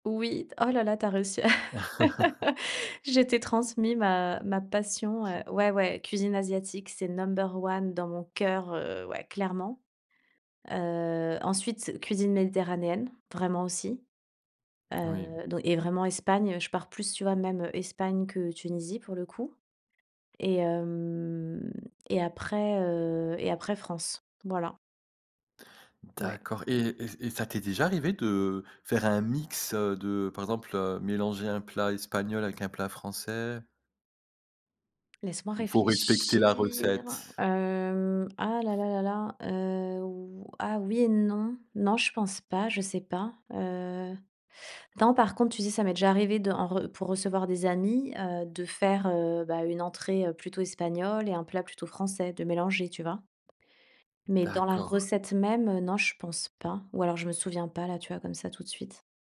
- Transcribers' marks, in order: chuckle; laugh; chuckle; in English: "number one"; stressed: "cœur"
- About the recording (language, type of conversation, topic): French, podcast, Qu’est-ce qui, dans ta cuisine, te ramène à tes origines ?